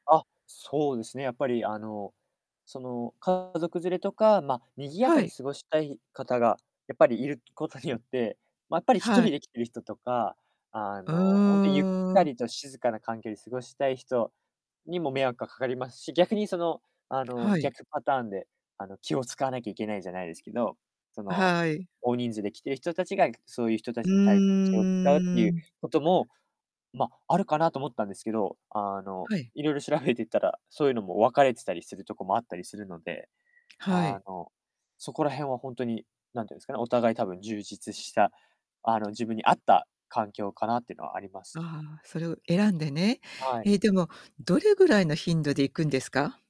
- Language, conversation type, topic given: Japanese, podcast, 最近ハマってる趣味って何？
- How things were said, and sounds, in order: distorted speech